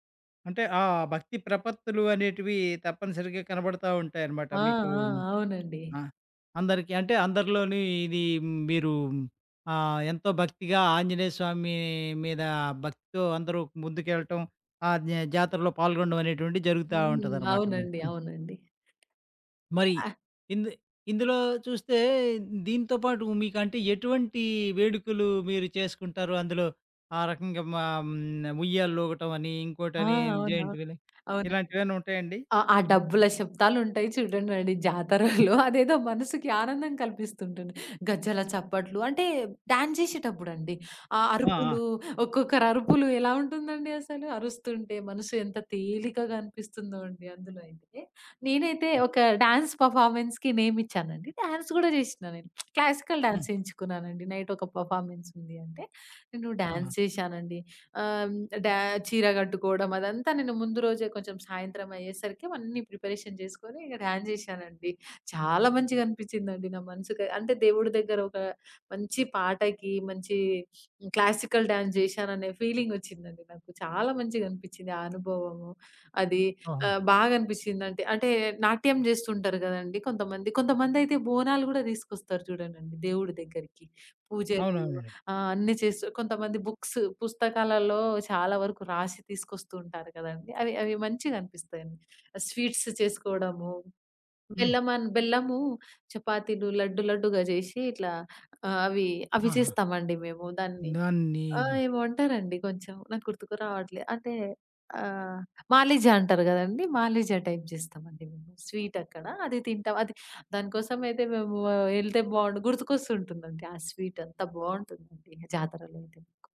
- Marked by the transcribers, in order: other background noise; laughing while speaking: "జాతరలో అదేదో మనసుకి"; in English: "పెర్ఫార్మన్స్‌కి"; lip smack; in English: "క్లాసికల్"; in English: "ప్రిపరేషన్"; in English: "క్లాసికల్"; in English: "బుక్స్"; in English: "స్వీట్స్"; in English: "టైప్"
- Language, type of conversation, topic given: Telugu, podcast, మీ ఊర్లో జరిగే జాతరల్లో మీరు ఎప్పుడైనా పాల్గొన్న అనుభవం ఉందా?